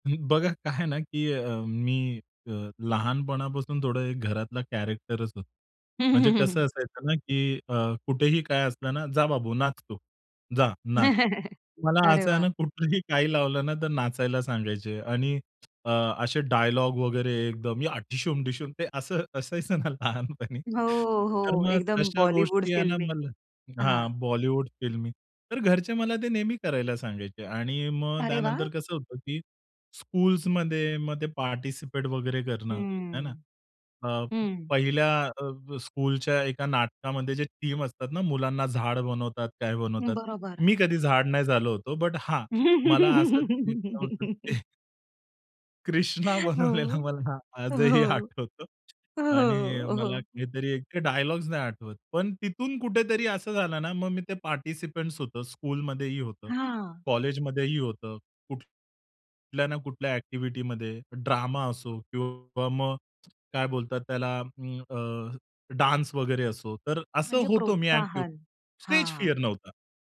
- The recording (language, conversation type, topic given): Marathi, podcast, एखादी कला ज्यात तुम्हाला पूर्णपणे हरवून जायचं वाटतं—ती कोणती?
- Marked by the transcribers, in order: laughing while speaking: "काय आहे ना"; in English: "कॅरेक्टरचं"; chuckle; other noise; chuckle; other background noise; put-on voice: "या ढीशूम ढीशूम"; laughing while speaking: "ते असं असायचं ना लहानपणी"; in English: "स्कूल्समध्ये"; in English: "थीम"; giggle; laughing while speaking: "ते"; laughing while speaking: "कृष्णा बनवलेला मला आजही आठवतं"; laughing while speaking: "हो. हो. हो, हो"; in English: "स्कूलमध्ये"; in English: "स्टेज फिअर"